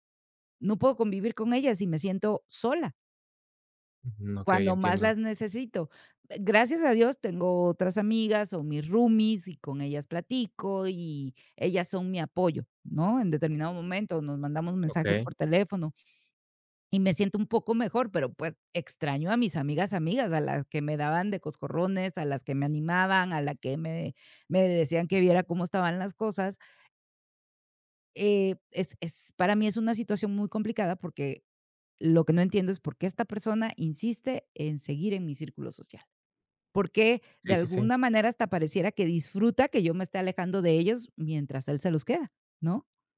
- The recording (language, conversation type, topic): Spanish, advice, ¿Cómo puedo recuperar la confianza en mí después de una ruptura sentimental?
- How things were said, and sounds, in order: none